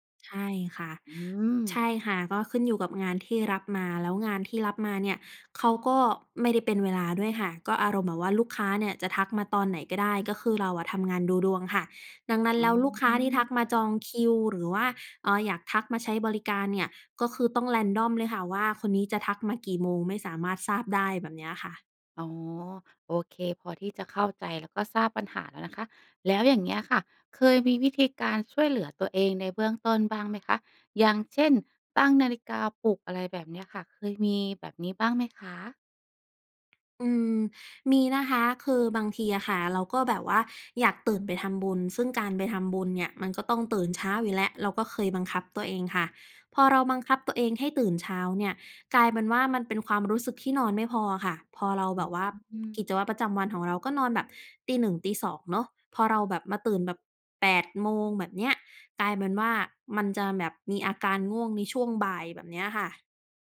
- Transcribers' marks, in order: in English: "random"
- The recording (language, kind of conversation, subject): Thai, advice, ฉันควรทำอย่างไรดีเมื่อฉันนอนไม่เป็นเวลาและตื่นสายบ่อยจนส่งผลต่องาน?